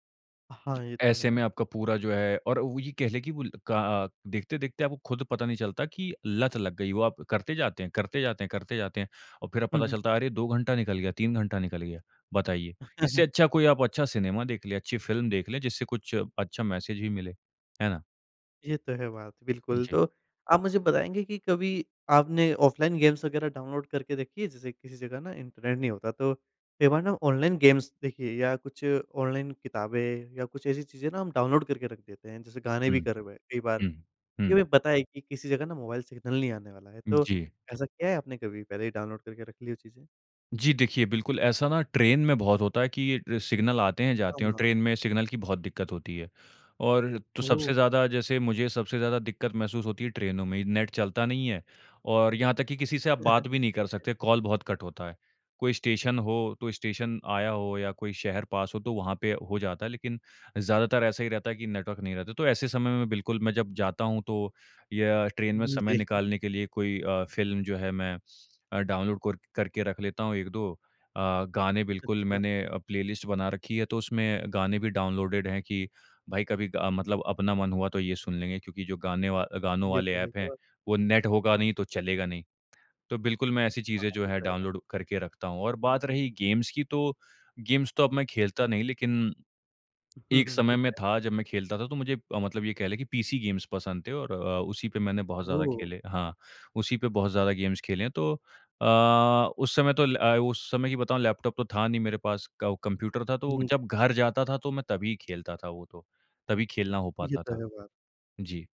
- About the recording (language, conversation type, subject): Hindi, podcast, बिना मोबाइल सिग्नल के बाहर रहना कैसा लगता है, अनुभव बताओ?
- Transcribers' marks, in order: chuckle; in English: "ऑफलाइन गेम्स"; in English: "ऑनलाइन गेम्स"; in English: "सिग्नल"; in English: "सिग्नल"; in English: "सिग्नल"; chuckle; in English: "नेटवर्क"; in English: "प्लेलिस्ट"; in English: "डाउनलोडेड"; in English: "गेम्स"; in English: "गेम्स"; in English: "पीसी गेम्स"; in English: "गेम्स"